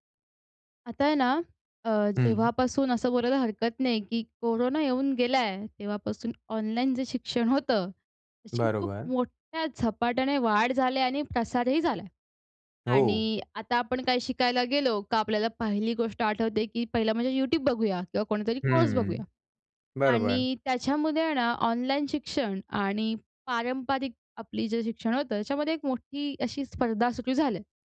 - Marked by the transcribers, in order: other background noise; tapping
- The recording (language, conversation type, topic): Marathi, podcast, ऑनलाइन शिक्षणामुळे पारंपरिक शाळांना स्पर्धा कशी द्यावी लागेल?